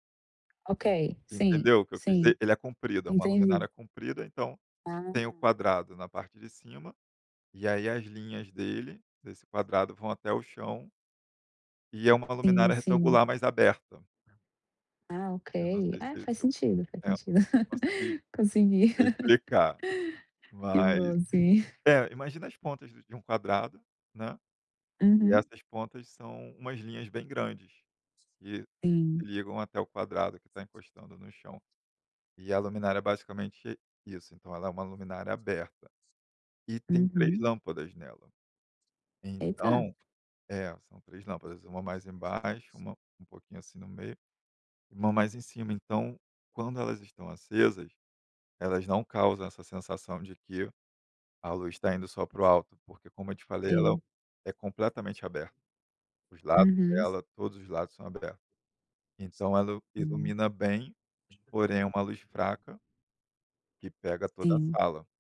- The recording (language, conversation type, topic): Portuguese, podcast, Qual é o papel da iluminação no conforto da sua casa?
- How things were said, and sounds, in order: other background noise; chuckle; laugh; tapping